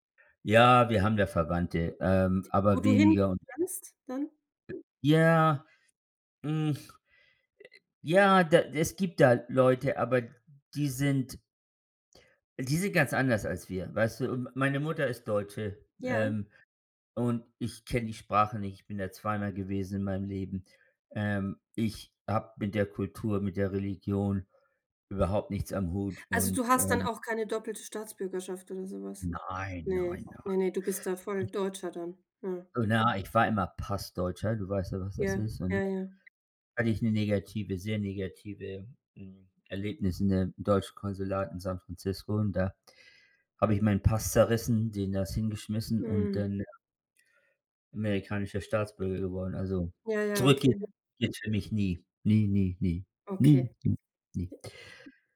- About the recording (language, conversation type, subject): German, unstructured, Was bedeutet für dich Abenteuer beim Reisen?
- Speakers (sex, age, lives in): female, 40-44, France; male, 55-59, United States
- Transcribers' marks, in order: other background noise